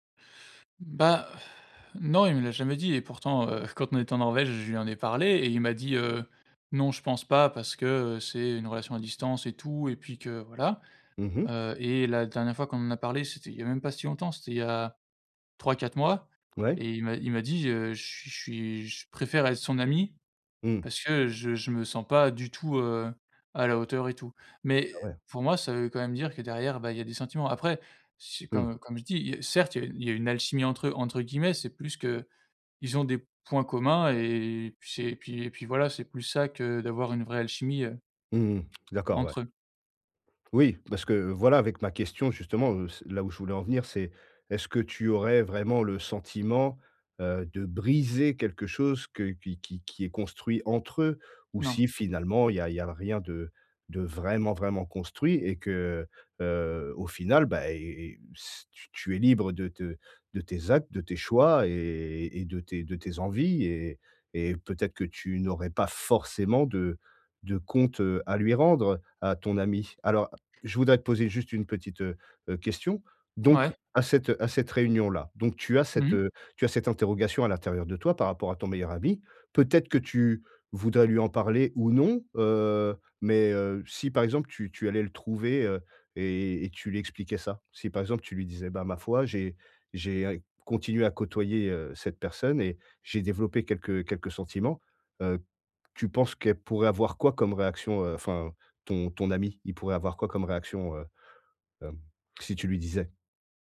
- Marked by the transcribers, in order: tapping
- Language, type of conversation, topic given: French, advice, Comment gérer l’anxiété avant des retrouvailles ou une réunion ?